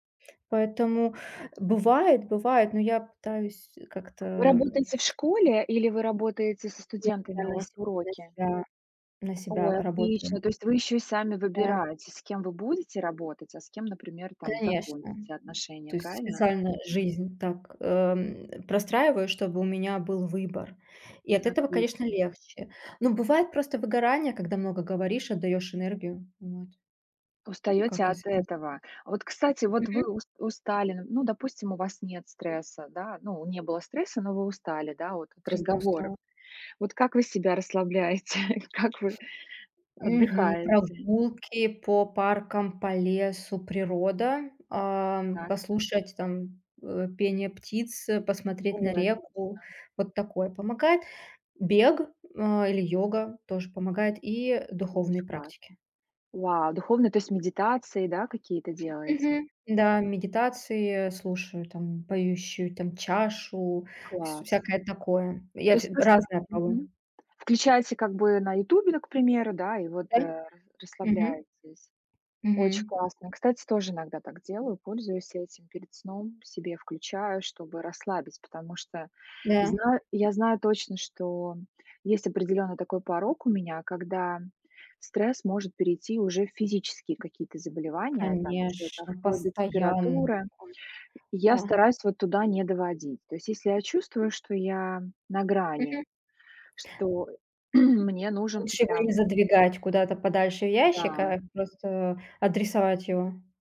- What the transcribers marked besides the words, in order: laughing while speaking: "расслабляете?"; chuckle; throat clearing
- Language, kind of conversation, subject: Russian, unstructured, Как ты справляешься со стрессом на работе?
- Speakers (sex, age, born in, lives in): female, 35-39, Russia, Germany; female, 40-44, Russia, United States